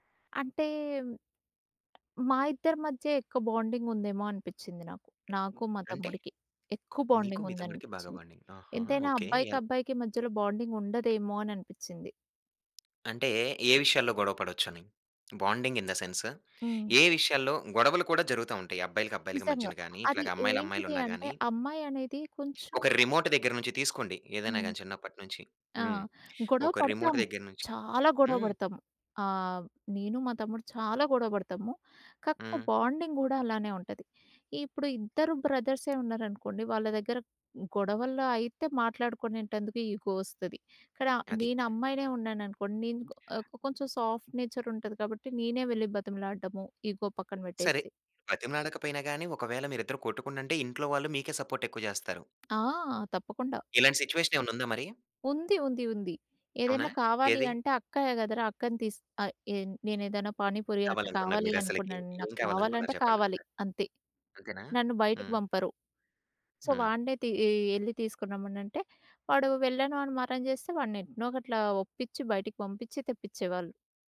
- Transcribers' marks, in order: tapping; in English: "బాండింగ్"; in English: "బాండింగ్"; in English: "బాండింగ్"; in English: "బాండింగ్"; in English: "బాండింగ్ ఇన్ ద సెన్స్"; in English: "రిమోట్"; in English: "రిమోట్"; in English: "బాండింగ్"; in English: "ఈగో"; in English: "సాఫ్ట్ నేచర్"; in English: "ఈగో"; in English: "సపోర్ట్"; other background noise; in English: "సిట్యుయేషన్"; in English: "సో"
- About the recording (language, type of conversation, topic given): Telugu, podcast, అమ్మాయిలు, అబ్బాయిల పాత్రలపై వివిధ తరాల అభిప్రాయాలు ఎంతవరకు మారాయి?